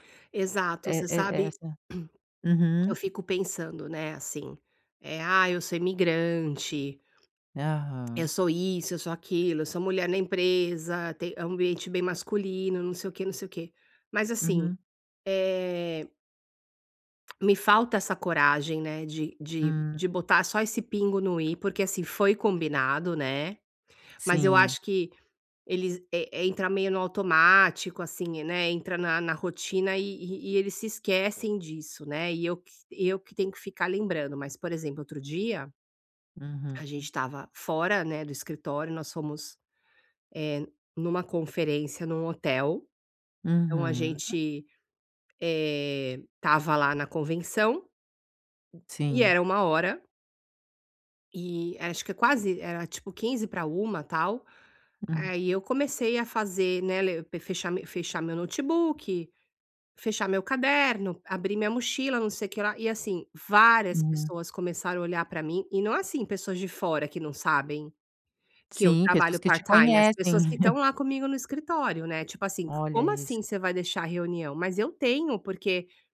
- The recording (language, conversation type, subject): Portuguese, advice, Como posso estabelecer limites claros entre o trabalho e a vida pessoal?
- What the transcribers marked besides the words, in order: throat clearing; other background noise; tapping; in English: "part-time"; chuckle